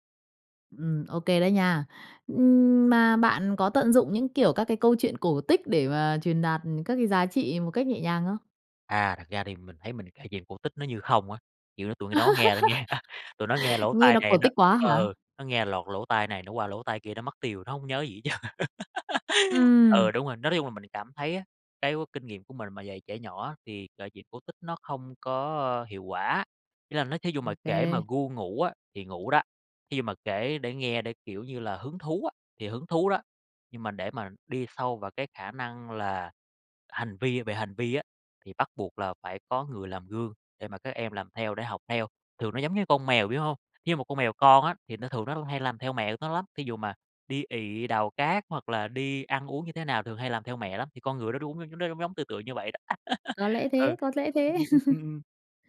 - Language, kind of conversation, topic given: Vietnamese, podcast, Bạn dạy con về lễ nghĩa hằng ngày trong gia đình như thế nào?
- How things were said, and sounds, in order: laugh; tapping; laughing while speaking: "trơn"; laugh; laugh